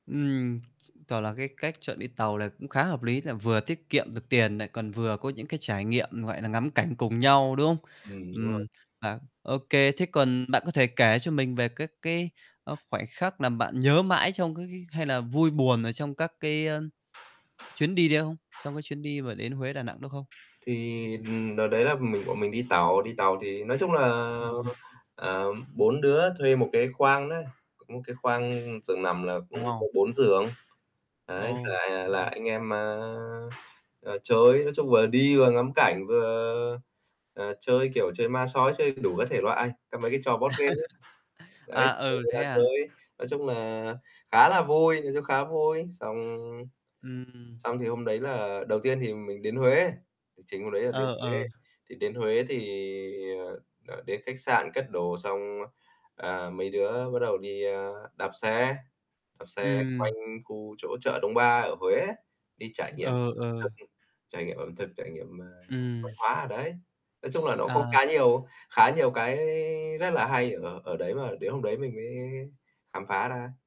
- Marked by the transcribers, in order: other background noise; "này" said as "lày"; static; distorted speech; tapping; tsk; unintelligible speech; unintelligible speech; chuckle; in English: "board game"
- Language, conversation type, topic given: Vietnamese, podcast, Kỷ niệm du lịch đáng nhớ nhất của bạn là gì?